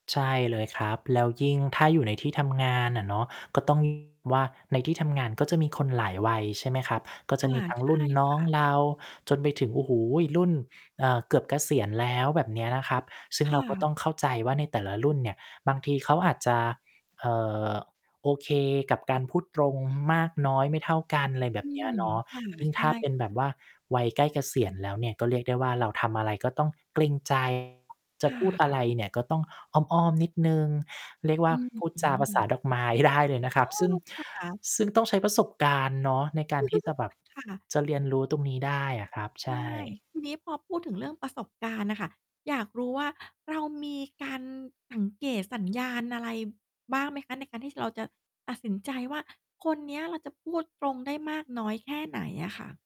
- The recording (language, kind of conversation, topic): Thai, podcast, คุณคิดอย่างไรกับการพูดตรงแต่ยังต้องสุภาพในสังคมไทย?
- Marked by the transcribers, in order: distorted speech; static; other background noise; laughing while speaking: "ได้"; chuckle